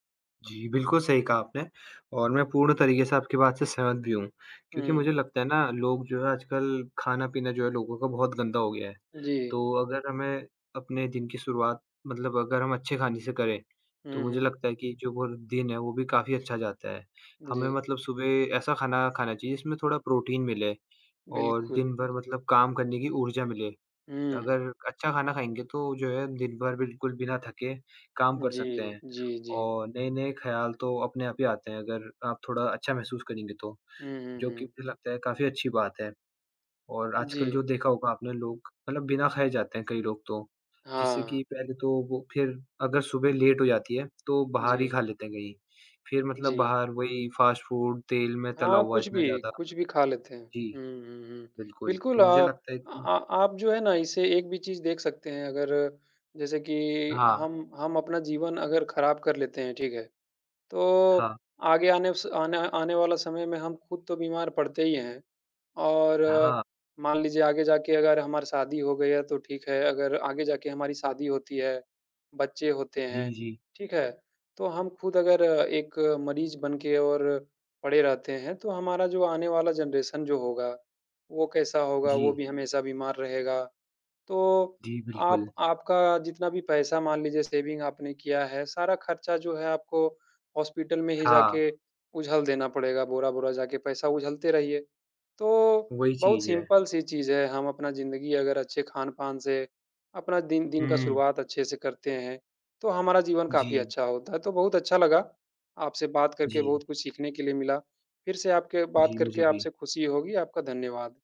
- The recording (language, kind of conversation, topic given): Hindi, unstructured, आप अपने दिन की शुरुआत कैसे करते हैं?
- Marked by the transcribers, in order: in English: "लेट"; in English: "फ़ास्ट-फ़ूड"; in English: "जनरेशन"; in English: "सेविंग"; in English: "सिंपल"